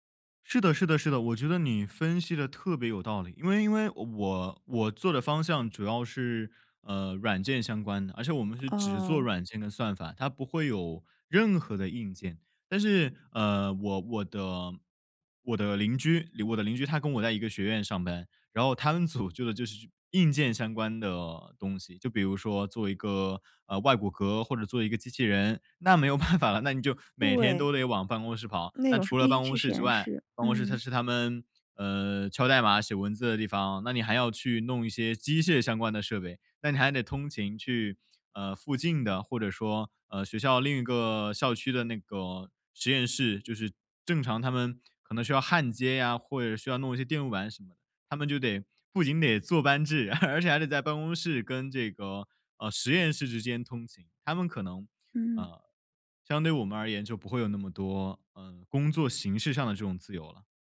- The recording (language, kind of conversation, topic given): Chinese, podcast, 远程工作会如何影响公司文化？
- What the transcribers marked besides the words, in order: laughing while speaking: "办法"; laughing while speaking: "而且"